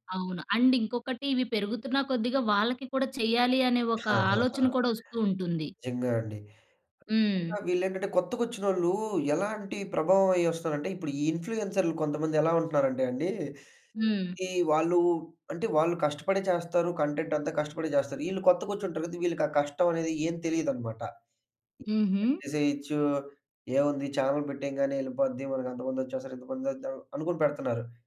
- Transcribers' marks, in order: in English: "అండ్"; chuckle; other background noise
- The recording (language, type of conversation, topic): Telugu, podcast, లైక్స్ మరియు ఫాలోవర్లు మీ ఆత్మవిశ్వాసాన్ని ఎలా ప్రభావితం చేస్తాయో చెప్పగలరా?
- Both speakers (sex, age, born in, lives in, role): female, 30-34, India, India, host; male, 20-24, India, India, guest